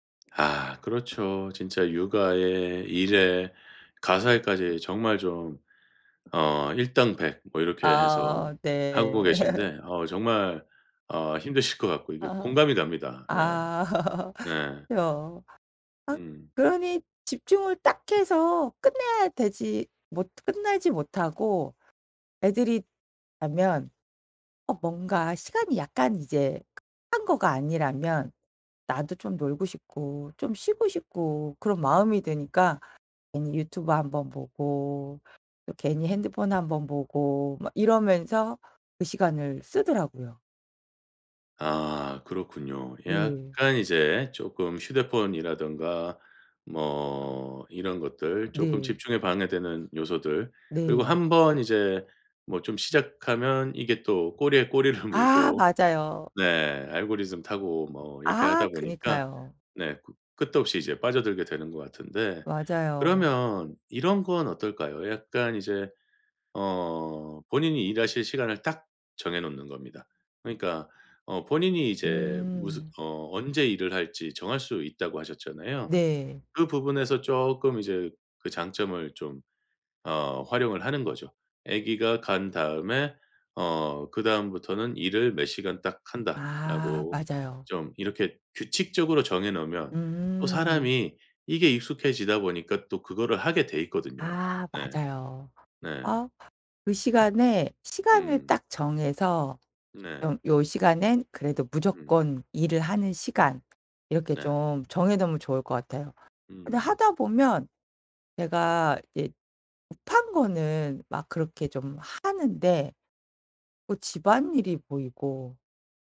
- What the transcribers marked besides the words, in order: other background noise; laugh; laugh; laughing while speaking: "꼬리를"; tapping
- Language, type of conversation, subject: Korean, advice, 왜 계속 산만해서 중요한 일에 집중하지 못하나요?